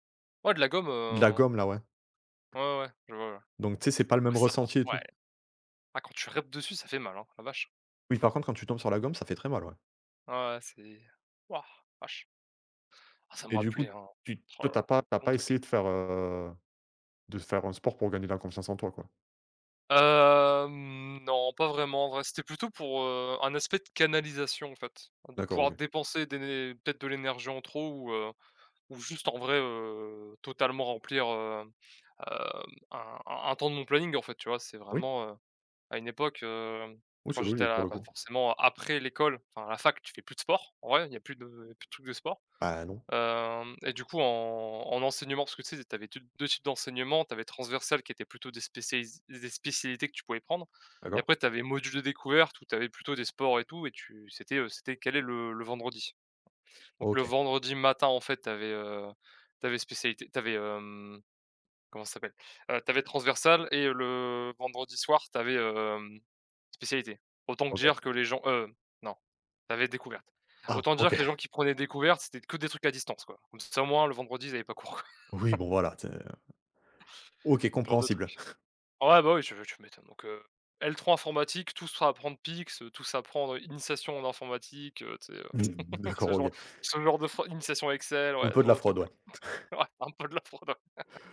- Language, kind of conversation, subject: French, unstructured, Comment le sport peut-il changer ta confiance en toi ?
- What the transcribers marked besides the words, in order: other background noise; tapping; drawn out: "Hem"; laughing while speaking: "quoi"; chuckle; laugh; laughing while speaking: "C'est vrai, un peu de la fraude"; laugh